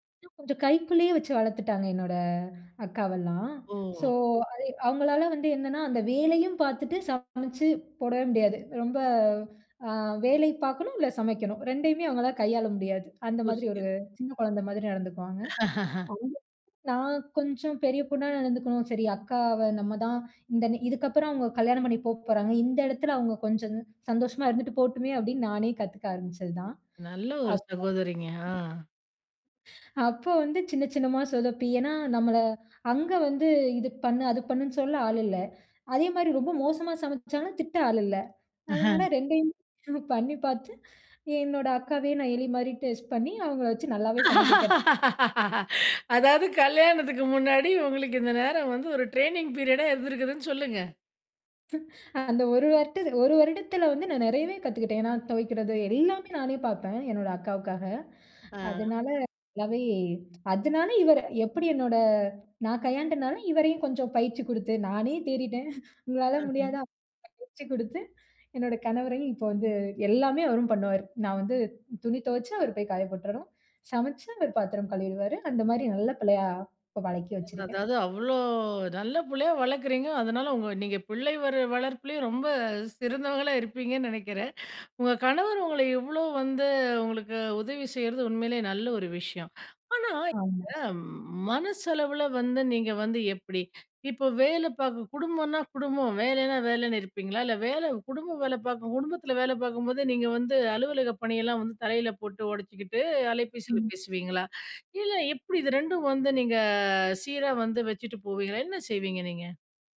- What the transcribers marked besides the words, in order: in English: "ஸோ"; tapping; chuckle; other noise; chuckle; laugh; in English: "ட்ரைனிங் பீரியடா"; tsk
- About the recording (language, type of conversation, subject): Tamil, podcast, வேலைக்கும் வீட்டுக்கும் இடையிலான எல்லையை நீங்கள் எப்படிப் பராமரிக்கிறீர்கள்?